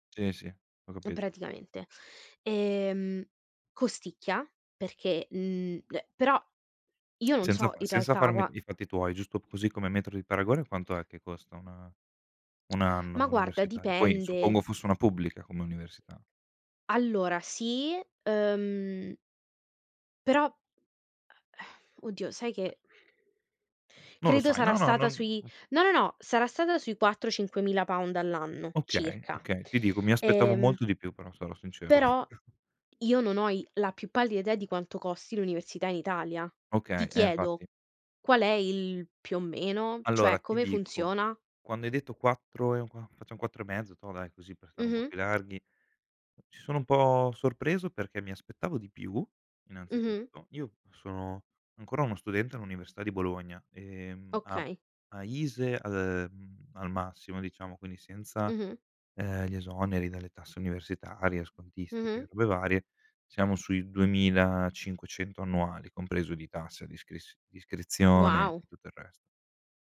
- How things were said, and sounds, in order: sigh; chuckle
- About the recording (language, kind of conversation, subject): Italian, unstructured, Credi che la scuola sia uguale per tutti gli studenti?